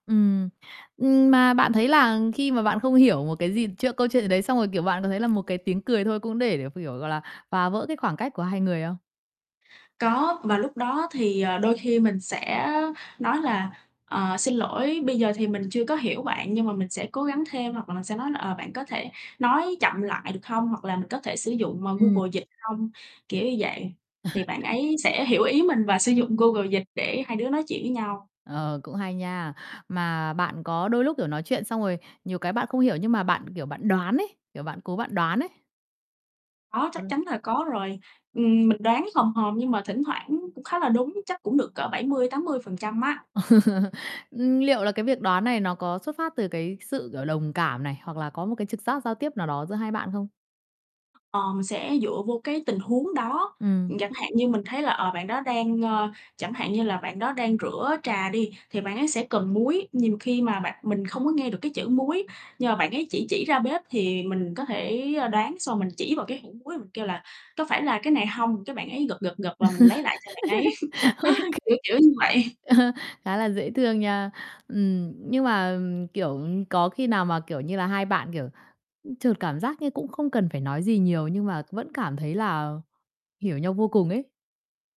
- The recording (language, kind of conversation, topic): Vietnamese, podcast, Bạn có thể kể về một lần bạn và một người lạ không nói cùng ngôn ngữ nhưng vẫn hiểu nhau được không?
- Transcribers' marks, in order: other background noise; static; distorted speech; chuckle; unintelligible speech; laugh; laugh; laughing while speaking: "OK, ờ"; chuckle; laughing while speaking: "vậy"; bird; tapping